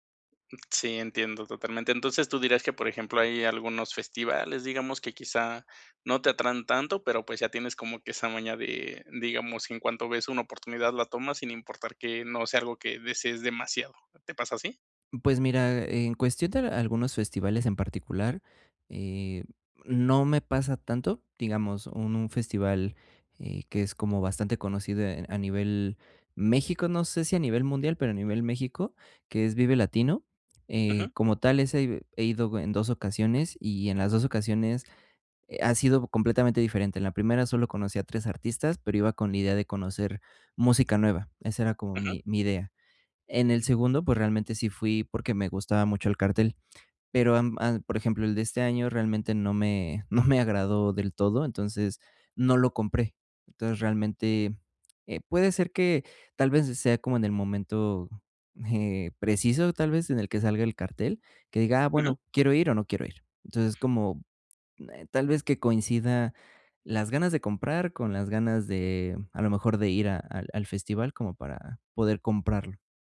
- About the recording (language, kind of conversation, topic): Spanish, advice, ¿Cómo puedo ahorrar sin sentir que me privo demasiado?
- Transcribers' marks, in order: other background noise; "atraen" said as "atran"; laughing while speaking: "no me agradó"